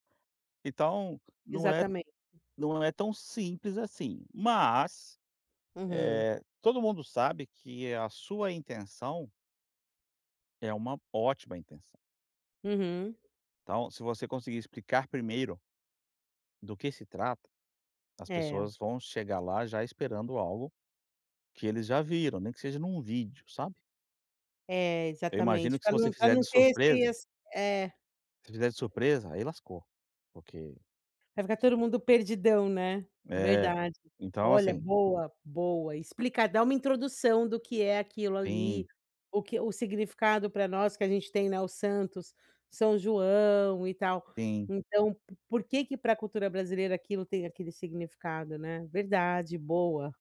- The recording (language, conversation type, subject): Portuguese, advice, Como posso conciliar as tradições familiares com a minha identidade pessoal?
- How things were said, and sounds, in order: tapping